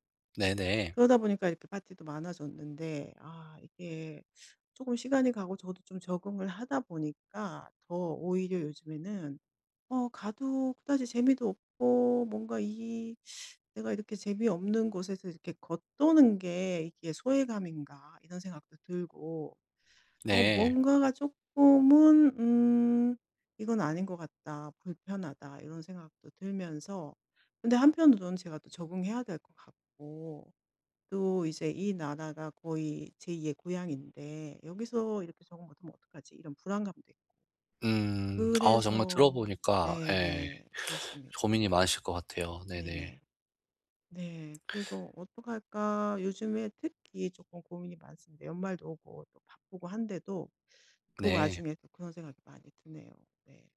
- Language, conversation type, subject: Korean, advice, 파티에 가면 소외감과 불안이 심해지는데 어떻게 하면 좋을까요?
- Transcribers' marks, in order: teeth sucking; other background noise